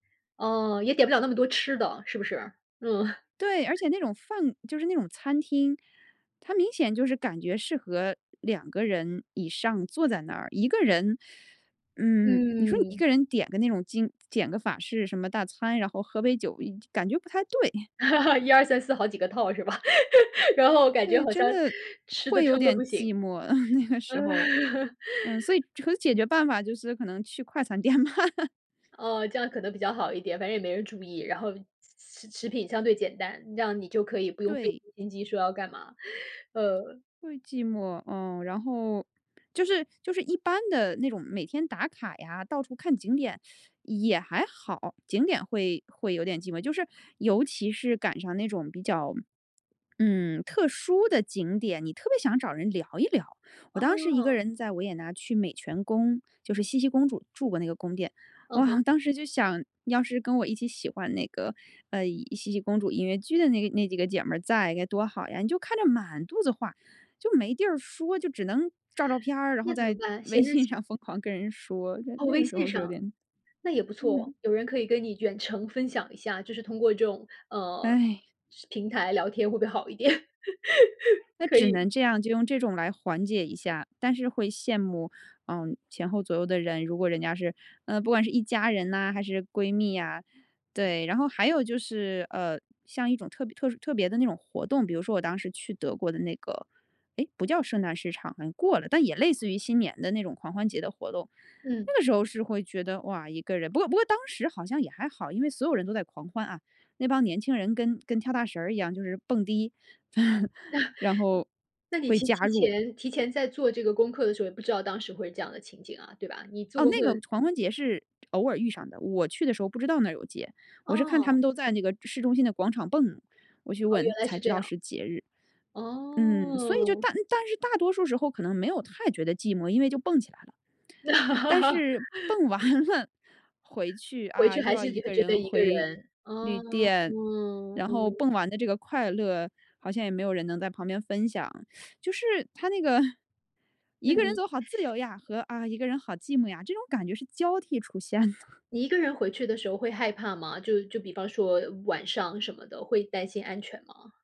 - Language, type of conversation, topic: Chinese, podcast, 一个人旅行时如何缓解寂寞感？
- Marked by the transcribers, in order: laughing while speaking: "嗯"; other background noise; teeth sucking; laugh; laugh; laughing while speaking: "然后感觉好像吃得撑得不行。嗯"; laughing while speaking: "呃，那个时候"; chuckle; laughing while speaking: "店嘛"; laugh; inhale; teeth sucking; swallow; tapping; laughing while speaking: "在微信上疯狂跟人说"; laugh; chuckle; drawn out: "哦"; laugh; lip smack; laughing while speaking: "蹦完了"; teeth sucking; teeth sucking; laughing while speaking: "出现的"